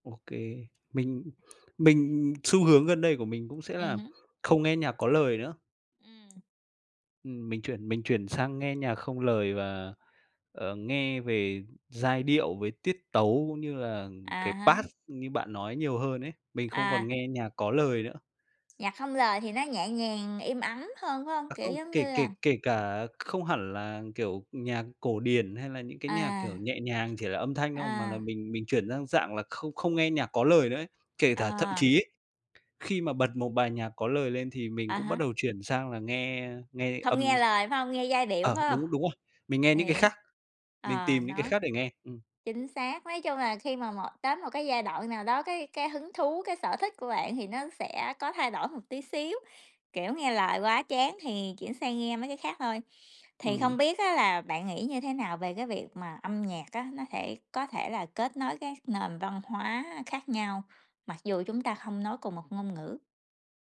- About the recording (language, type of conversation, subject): Vietnamese, unstructured, Bạn nghĩ âm nhạc đóng vai trò như thế nào trong cuộc sống hằng ngày?
- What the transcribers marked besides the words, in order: tapping; in English: "bass"; other background noise